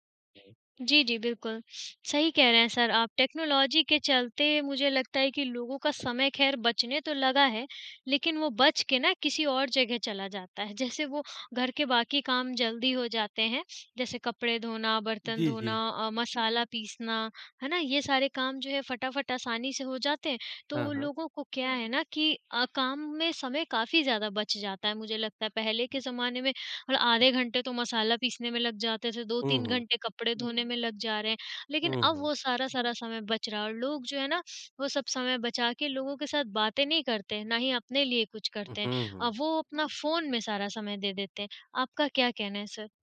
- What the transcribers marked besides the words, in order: other background noise; in English: "टेक्नोलॉजी"; tapping
- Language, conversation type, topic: Hindi, unstructured, आपके जीवन में प्रौद्योगिकी ने क्या-क्या बदलाव किए हैं?